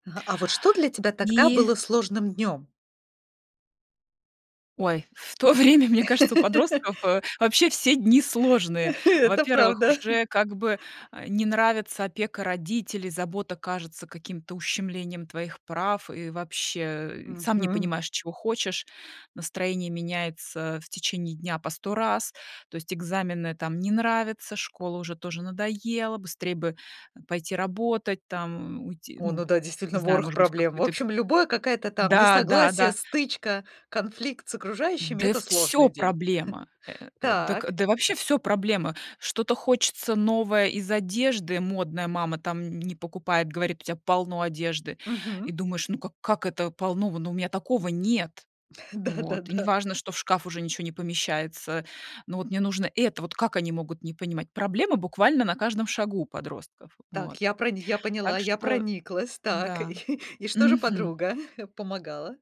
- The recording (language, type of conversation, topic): Russian, podcast, Как вы выстраиваете поддержку вокруг себя в трудные дни?
- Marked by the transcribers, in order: laughing while speaking: "в то время"; laugh; chuckle; chuckle; chuckle; laughing while speaking: "Да да да"; chuckle